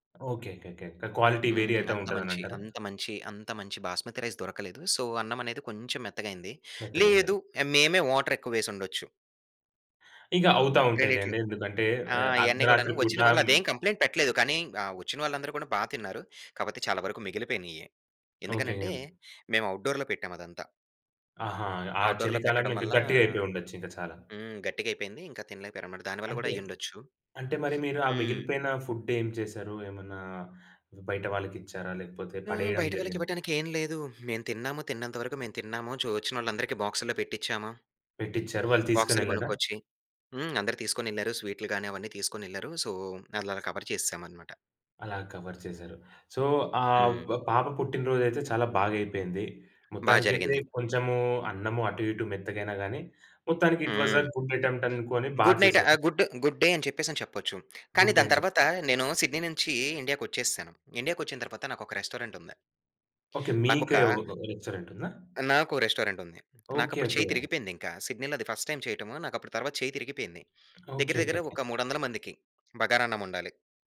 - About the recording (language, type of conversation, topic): Telugu, podcast, అతిథుల కోసం వండేటప్పుడు ఒత్తిడిని ఎలా ఎదుర్కొంటారు?
- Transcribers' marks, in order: in English: "క్వాలిటీ వేరీ"; in English: "బాస్మతి రైస్"; in English: "సో"; in English: "వాటర్"; in English: "కంప్లైంట్"; in English: "ఔట్‌డోర్‌లో"; in English: "ఔట్‌డోర్‌లో"; tapping; sniff; in English: "ఫుడ్"; in English: "బాక్స్‌లో"; in English: "సో"; in English: "కవర్"; in English: "కవర్"; in English: "ఇట్ వాస్ అ గుడ్ అటెంప్ట్"; in English: "గుడ్ నైట్"; in English: "గుడ్ డే"; in English: "గుడ్ డే"; in English: "రెస్టారెంట్"; in English: "రెస్టారెంట్"; in English: "రెస్టారెంట్"; lip smack; in English: "ఫస్ట్ టైమ్"